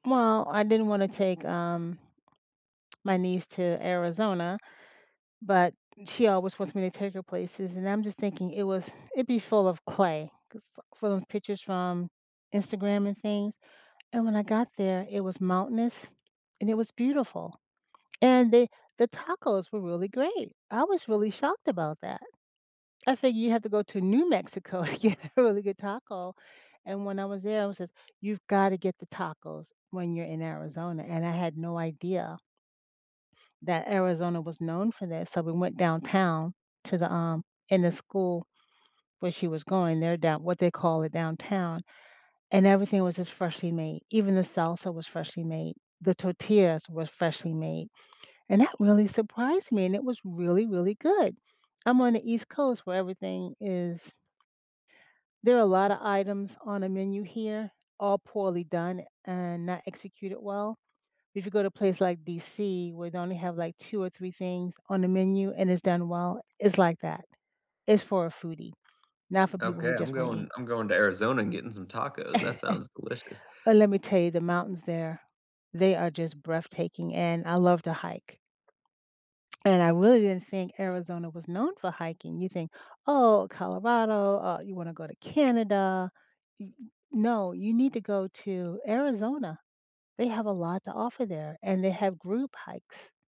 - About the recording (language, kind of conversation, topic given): English, unstructured, What makes you hesitate before trying a new travel destination?
- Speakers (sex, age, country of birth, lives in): female, 20-24, United States, United States; male, 35-39, United States, United States
- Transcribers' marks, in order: other background noise; surprised: "I was really shocked about that"; stressed: "New"; chuckle; laughing while speaking: "to get a really good"; chuckle